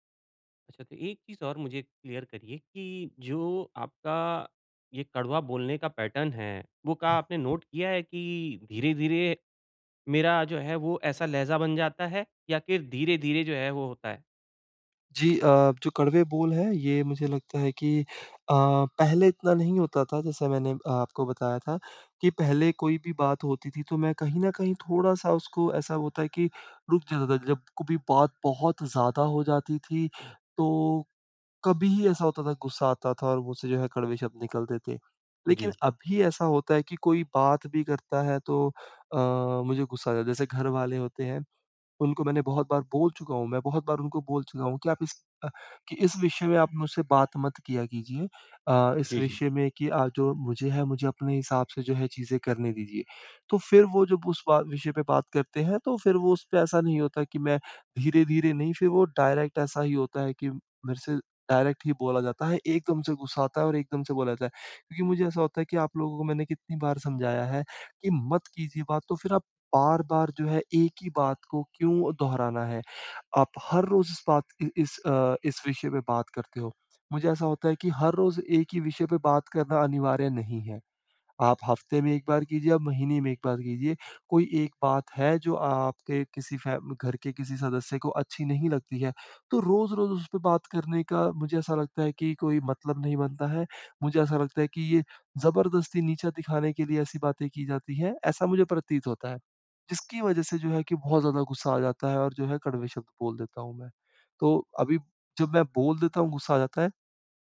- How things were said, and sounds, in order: in English: "क्लियर"; in English: "पैटर्न"; in English: "नोट"; in English: "डायरेक्ट"; in English: "डायरेक्ट"
- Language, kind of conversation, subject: Hindi, advice, मैं गुस्से में बार-बार कठोर शब्द क्यों बोल देता/देती हूँ?